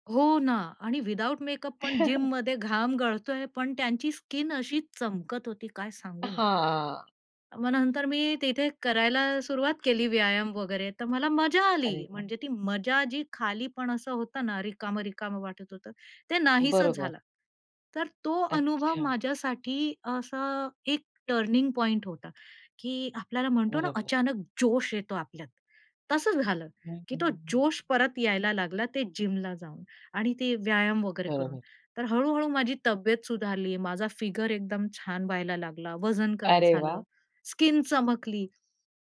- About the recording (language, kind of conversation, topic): Marathi, podcast, एखादा अनुभव ज्यामुळे तुमच्या आयुष्याची दिशा बदलली, तो कोणता होता?
- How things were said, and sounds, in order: in English: "विथआऊट मेकअप"; chuckle; in English: "स्किन"; in English: "टर्निंग पॉइंट"; other background noise